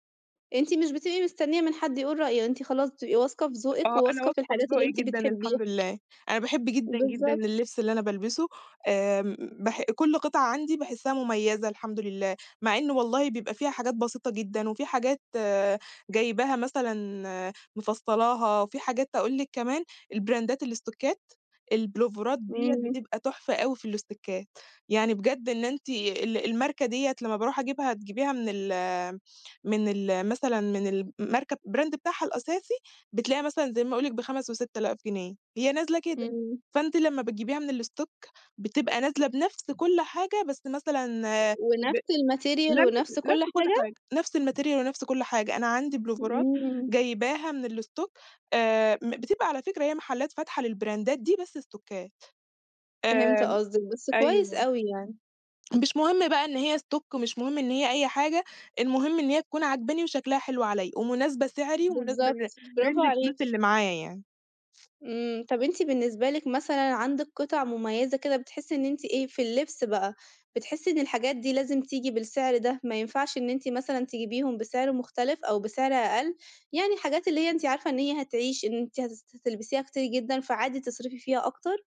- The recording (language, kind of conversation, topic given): Arabic, podcast, ازاي تغيّر ستايلك من غير ما تصرف كتير؟
- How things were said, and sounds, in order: tapping; in English: "البراندات الستوكّات"; in English: "الستوكّات"; in English: "brand"; in English: "الstock"; in English: "الmaterial"; in English: "الmaterial"; in English: "الstock"; in English: "للبراندات"; in English: "ستوكّات"; in English: "stock"; in English: "لrange"